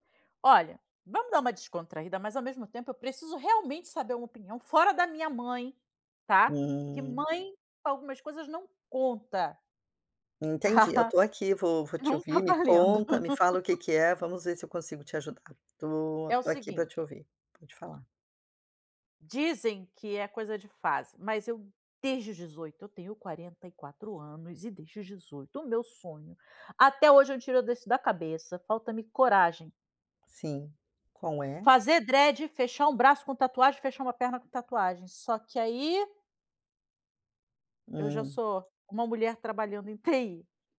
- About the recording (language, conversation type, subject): Portuguese, advice, Como posso mudar meu visual ou estilo sem temer a reação social?
- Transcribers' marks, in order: tapping; laugh; in English: "dread"